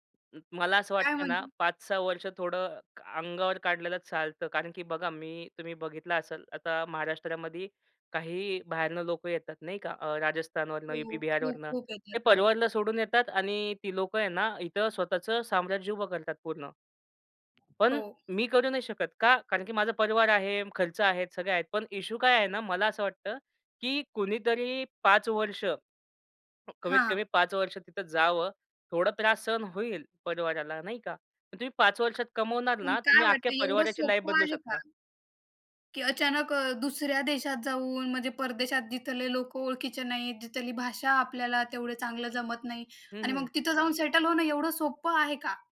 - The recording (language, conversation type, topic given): Marathi, podcast, परदेशात राहायचे की घरीच—स्थान बदलण्याबाबत योग्य सल्ला कसा द्यावा?
- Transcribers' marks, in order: in English: "इश्यू"; in English: "लाईफ"; in English: "सेटल"